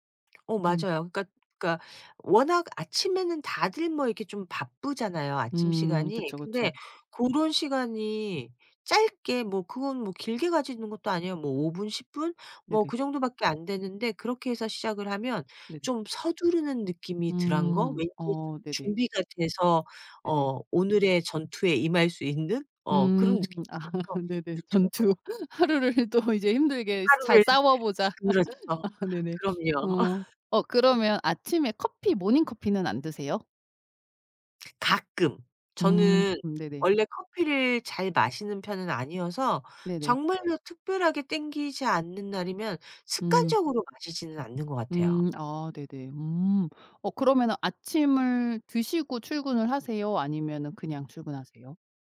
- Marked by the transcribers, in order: other background noise; laugh; laughing while speaking: "전투. '하루를 또 이제 힘들게 스 잘 싸워 보자"; tapping; laugh; laugh
- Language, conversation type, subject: Korean, podcast, 아침에 일어나서 가장 먼저 하는 일은 무엇인가요?